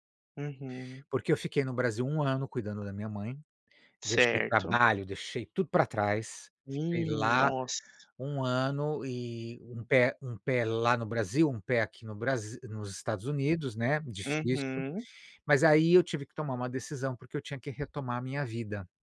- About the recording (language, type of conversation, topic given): Portuguese, advice, Como tem sido sua experiência com a expectativa cultural de cuidar sozinho de um parente idoso?
- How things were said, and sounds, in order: other background noise; tapping